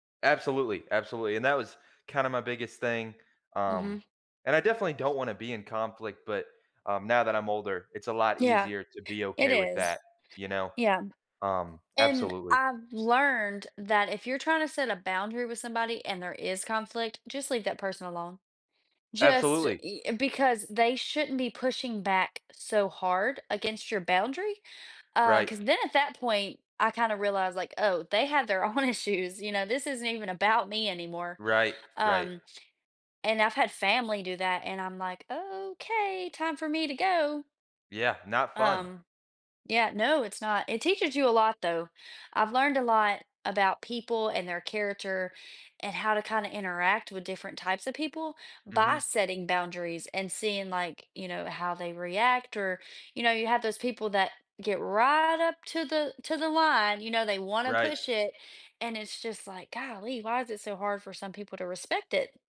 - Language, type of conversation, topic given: English, unstructured, How do clear boundaries contribute to healthier relationships and greater self-confidence?
- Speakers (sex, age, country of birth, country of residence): female, 25-29, United States, United States; male, 20-24, United States, United States
- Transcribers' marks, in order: other background noise; tapping; laughing while speaking: "own issues"